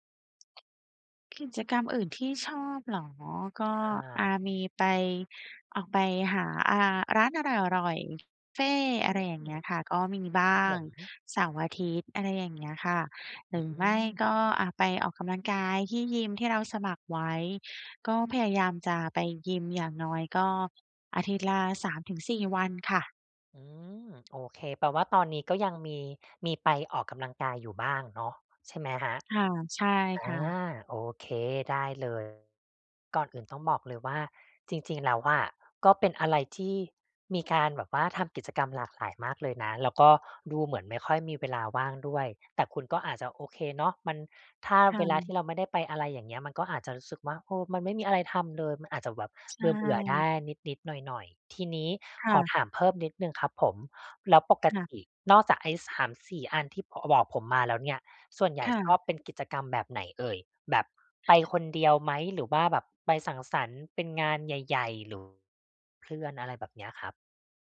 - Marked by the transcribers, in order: tapping; other background noise; other noise
- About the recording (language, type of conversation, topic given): Thai, advice, เวลาว่างแล้วรู้สึกเบื่อ ควรทำอะไรดี?